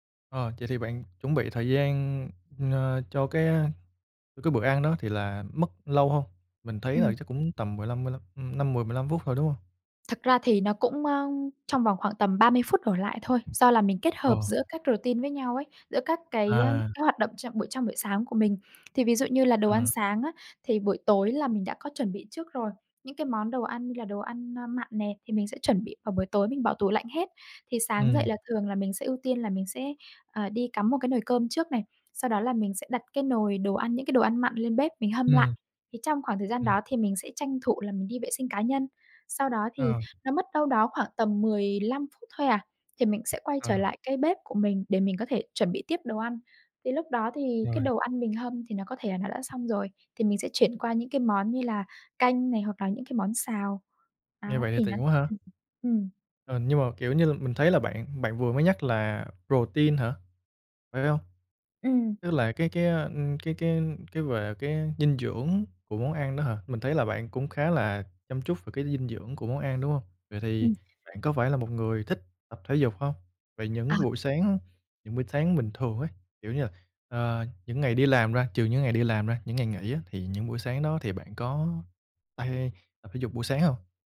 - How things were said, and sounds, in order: tapping; in English: "routine"; in English: "protein"; other background noise
- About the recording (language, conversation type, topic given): Vietnamese, podcast, Bạn có những thói quen buổi sáng nào?
- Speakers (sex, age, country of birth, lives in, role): female, 25-29, Vietnam, Vietnam, guest; male, 25-29, Vietnam, Vietnam, host